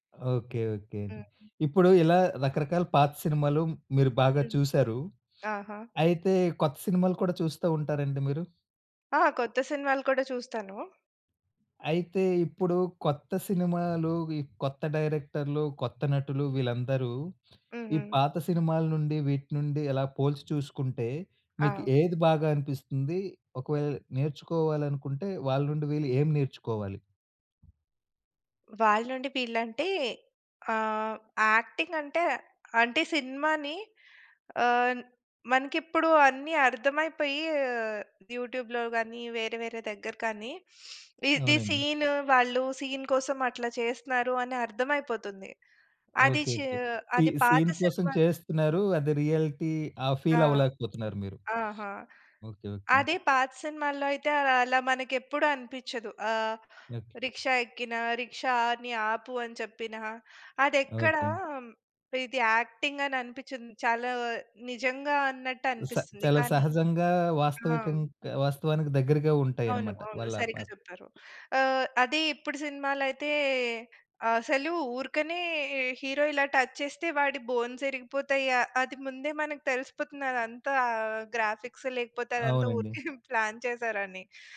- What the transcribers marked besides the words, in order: other background noise; in English: "యూట్యూబ్‌లో"; sniff; in English: "సీన్"; tapping; in English: "సీ సీన్"; in English: "రియలిటీ"; in English: "హీరో"; in English: "టచ్"; in English: "గ్రాఫిక్స్"; chuckle; in English: "ప్లాన్"
- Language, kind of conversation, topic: Telugu, podcast, పాత తెలుగు చిత్రం మీకు ఏది అత్యంత ఇష్టమైందీ, ఎందుకు?